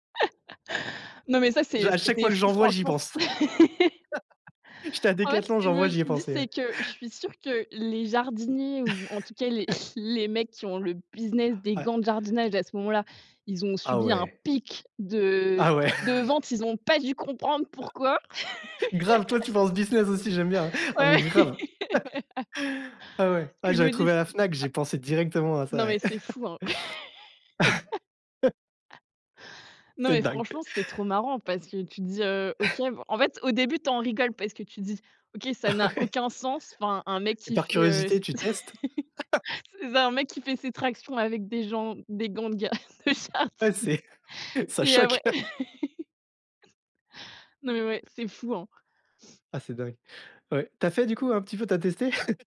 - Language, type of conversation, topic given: French, podcast, Quelles recettes rapides et saines aimes-tu préparer ?
- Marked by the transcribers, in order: laugh; laugh; chuckle; chuckle; stressed: "pic"; chuckle; laugh; laughing while speaking: "Ouais, ouais"; laugh; chuckle; laugh; chuckle; chuckle; laugh; laughing while speaking: "c'est"; chuckle; laughing while speaking: "de jardinage. Et après"; laugh; chuckle